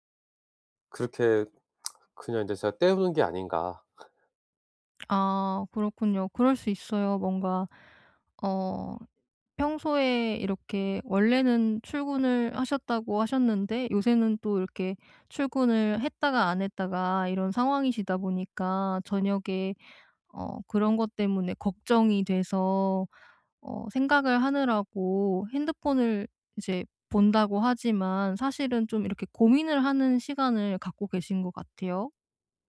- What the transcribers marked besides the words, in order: tsk; scoff
- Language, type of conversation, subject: Korean, advice, 하루 일과에 맞춰 규칙적인 수면 습관을 어떻게 시작하면 좋을까요?